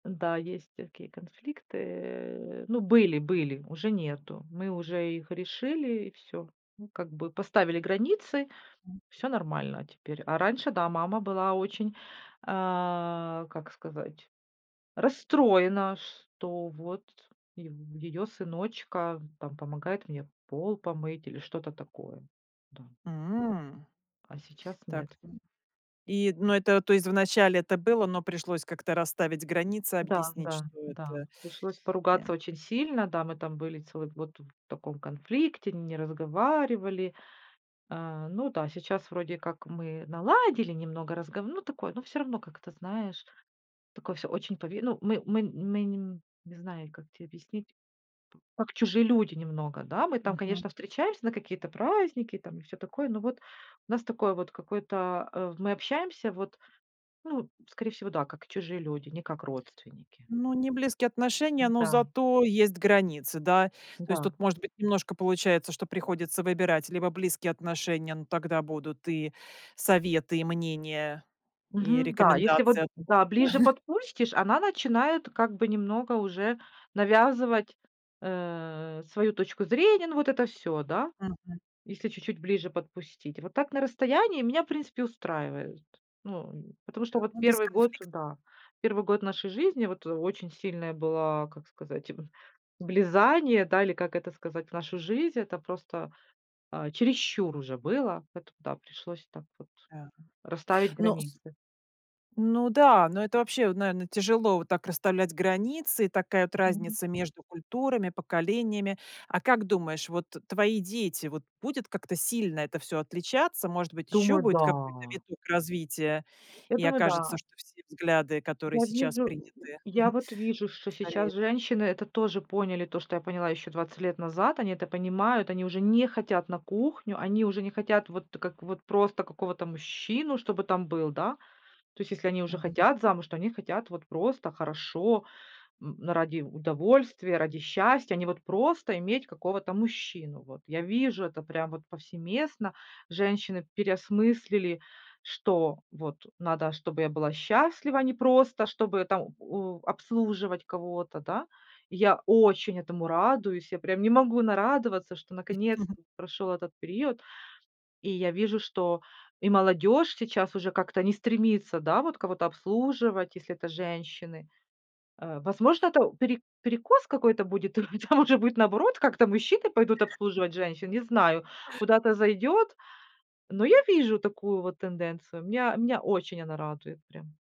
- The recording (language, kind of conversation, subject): Russian, podcast, Был ли в твоей семье разрыв между поколениями в ожиданиях друг от друга?
- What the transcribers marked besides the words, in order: other background noise; chuckle; unintelligible speech; chuckle; other noise; chuckle; laughing while speaking: "а, там уже будет наоборот, как-то"